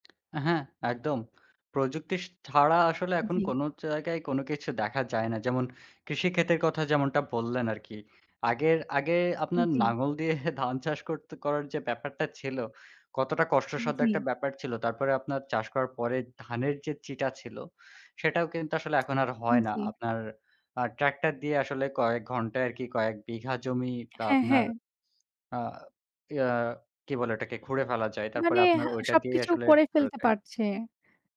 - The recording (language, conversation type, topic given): Bengali, unstructured, আপনার জীবনে প্রযুক্তির সবচেয়ে বড় পরিবর্তন কী?
- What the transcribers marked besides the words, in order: "লাঙল" said as "নাঙ্গল"; scoff; tapping